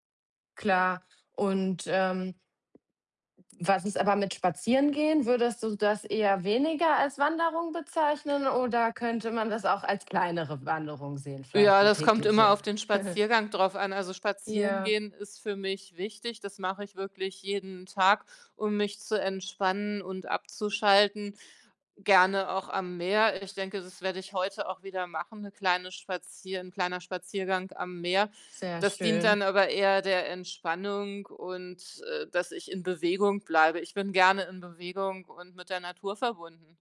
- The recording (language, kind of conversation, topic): German, podcast, Wie planst du eine perfekte Wandertour?
- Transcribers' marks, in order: other background noise; giggle